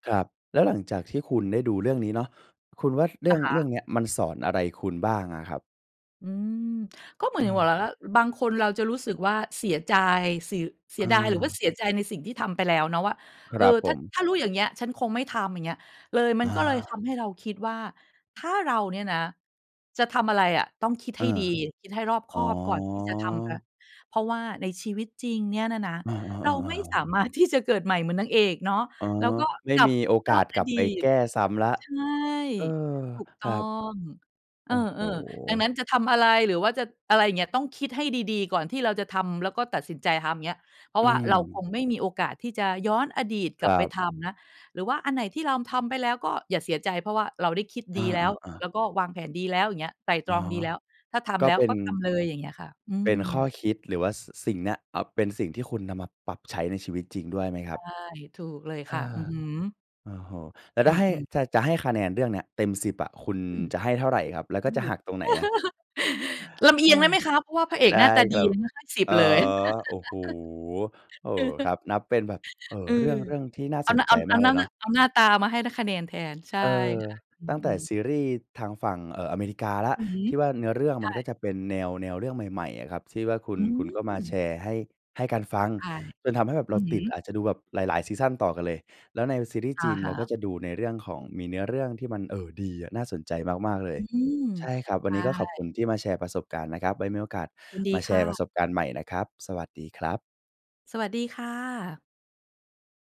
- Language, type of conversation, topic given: Thai, podcast, ซีรีส์เรื่องไหนทำให้คุณติดงอมแงมจนวางไม่ลง?
- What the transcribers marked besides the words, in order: "ว่า" said as "ว่ะหล่าล่า"; other background noise; laughing while speaking: "ที่จะ"; laugh; laugh; chuckle